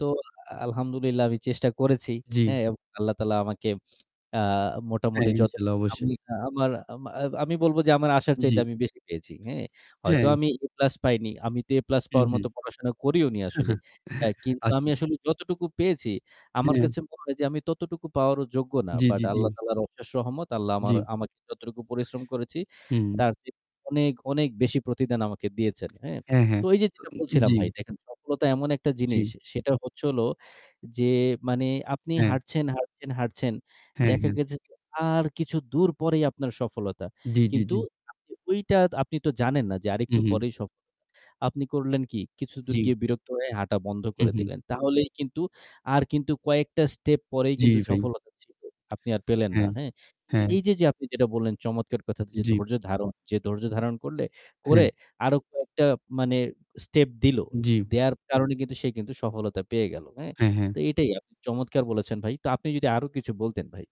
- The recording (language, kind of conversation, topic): Bengali, unstructured, কঠিন সময়ে আপনি কীভাবে ধৈর্য ধরে থাকেন?
- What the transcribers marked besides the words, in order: static; in Arabic: "আলহামদুলিল্লাহ"; distorted speech; other background noise; in Arabic: "ইনশাল্লাহ"; chuckle